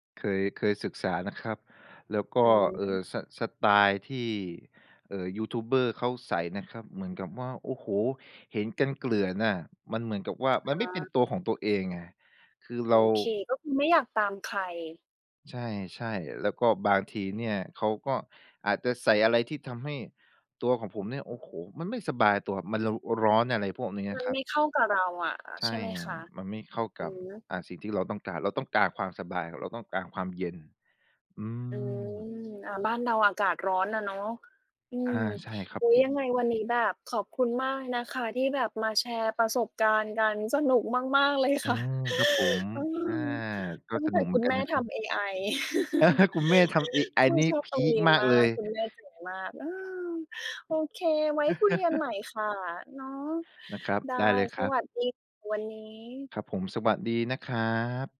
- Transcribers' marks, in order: tapping; other background noise; gasp; laugh; laugh
- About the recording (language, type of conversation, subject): Thai, podcast, คุณเคยโดนวิจารณ์เรื่องสไตล์ไหม แล้วรับมือยังไง?